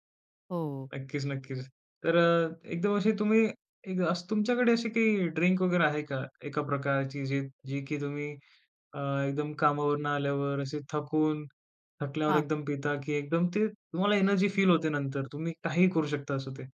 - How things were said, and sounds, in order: other background noise
- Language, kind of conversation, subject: Marathi, podcast, थंडीत तुमचं मन हलकं करण्यासाठी तुम्हाला कोणतं गरम पेय सगळ्यात जास्त आवडतं?